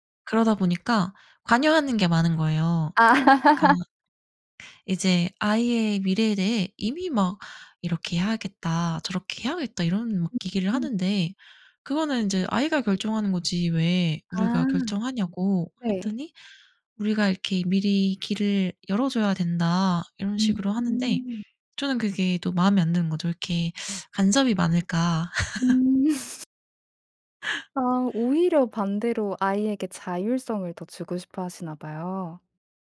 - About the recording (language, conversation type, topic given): Korean, podcast, 시댁과 처가와는 어느 정도 거리를 두는 게 좋을까요?
- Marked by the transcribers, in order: other background noise; laugh; laugh